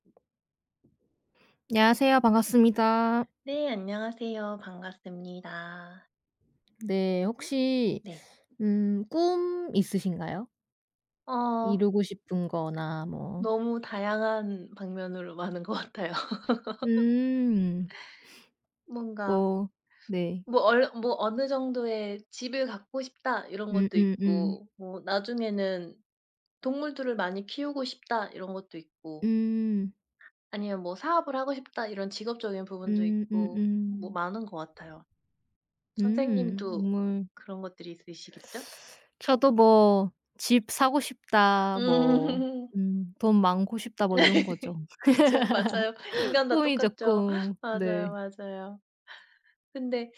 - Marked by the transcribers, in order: tapping; background speech; laughing while speaking: "것"; laugh; other background noise; laughing while speaking: "음. 그쵸"; laugh; laugh
- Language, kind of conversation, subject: Korean, unstructured, 꿈을 이루기 위해 지금의 행복을 희생할 수 있나요?